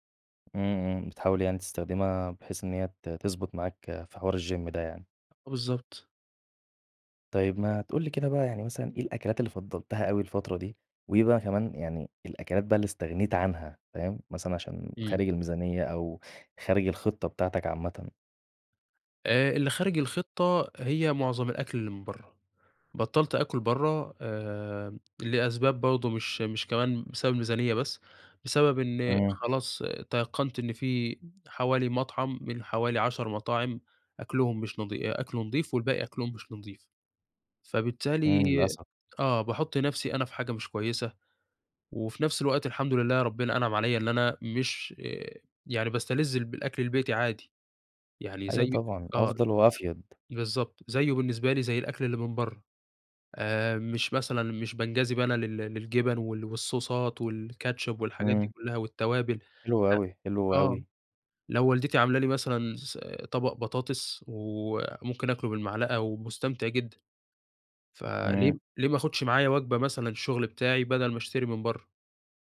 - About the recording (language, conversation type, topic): Arabic, podcast, إزاي تحافظ على أكل صحي بميزانية بسيطة؟
- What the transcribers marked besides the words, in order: in English: "الGym"; tapping; in English: "والصوصات والكاتشب"; horn